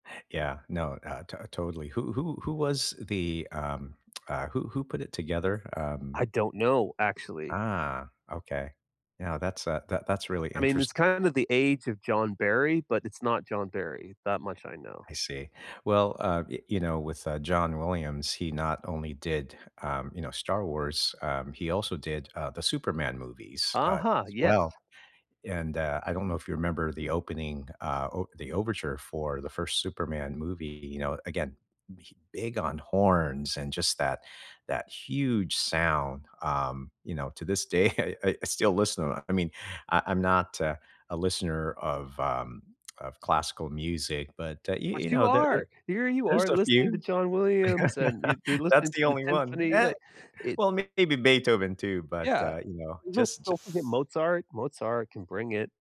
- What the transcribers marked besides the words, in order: lip smack; laugh; unintelligible speech; other background noise
- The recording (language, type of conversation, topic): English, unstructured, Which movie, TV show, or video game music score motivates you when you need a boost, and why?